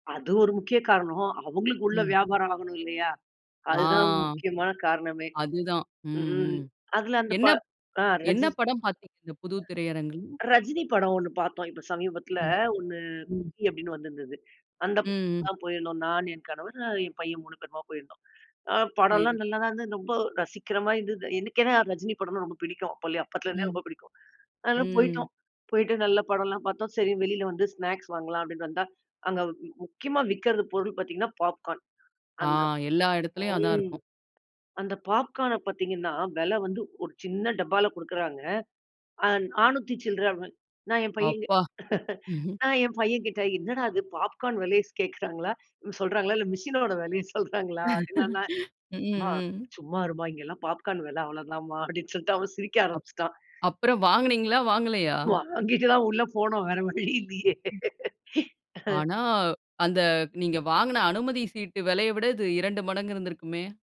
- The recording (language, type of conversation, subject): Tamil, podcast, பழைய திரையரங்குகளில் படம் பார்க்கும் அனுபவத்தைப் பற்றி பேசலாமா?
- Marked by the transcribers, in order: drawn out: "ஆ"; other background noise; in English: "ஸ்நாக்ஸ்"; chuckle; laugh; laughing while speaking: "வாங்கிட்டு தான் உள்ள போனோம் வேற வழி இல்லையே!"; other noise